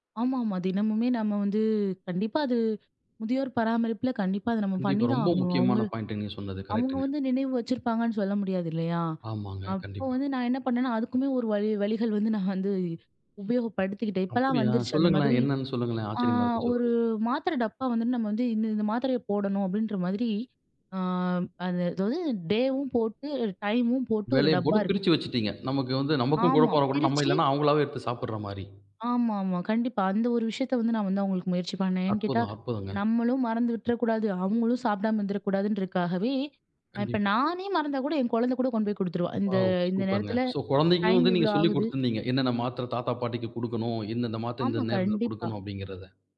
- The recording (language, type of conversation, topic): Tamil, podcast, வயதான பெற்றோரைப் பராமரிக்கும் போது, நீங்கள் எல்லைகளை எவ்வாறு நிர்ணயிப்பீர்கள்?
- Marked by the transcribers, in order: in English: "பாய்ன்ட்"; in English: "டேவும்"; other noise; in English: "வாவ்!"